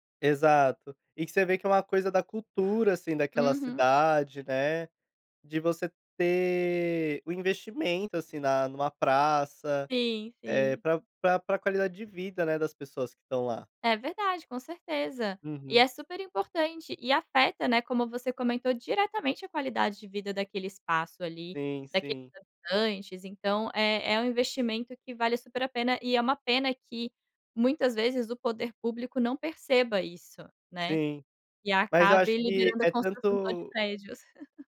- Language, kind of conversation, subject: Portuguese, podcast, Como a prática ao ar livre muda sua relação com o meio ambiente?
- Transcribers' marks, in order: other background noise; laugh